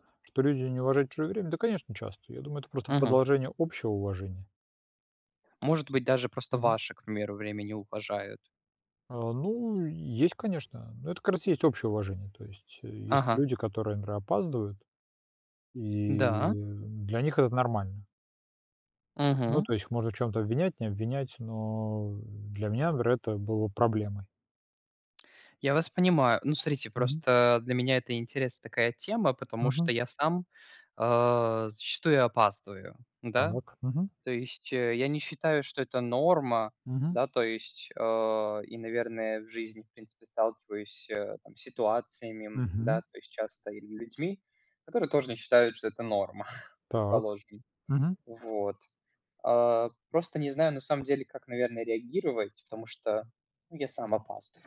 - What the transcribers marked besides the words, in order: tapping; drawn out: "и"
- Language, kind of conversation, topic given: Russian, unstructured, Почему люди не уважают чужое время?